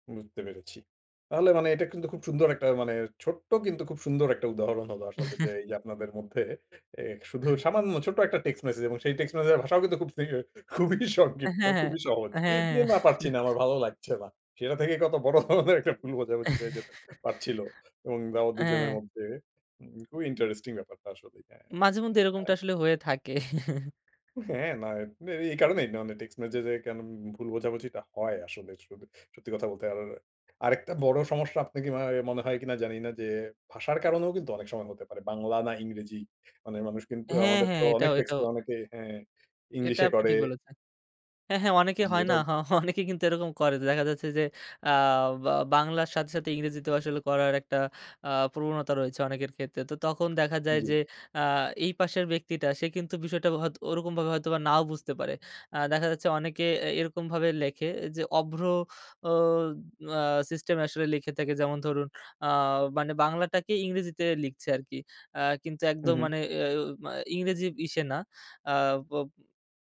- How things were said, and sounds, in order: chuckle; chuckle; laughing while speaking: "কিন্তু খুবই সংক্ষিপ্ত খুবই সহজ"; chuckle; chuckle; laughing while speaking: "বড় ধরনের একটা ভুল বোঝাবুঝি হয়ে যেতে পারছিল"; chuckle; laughing while speaking: "অনেকে কিন্তু"
- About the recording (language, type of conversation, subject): Bengali, podcast, টেক্সট মেসেজে ভুল বোঝাবুঝি বেশি হয় কেন?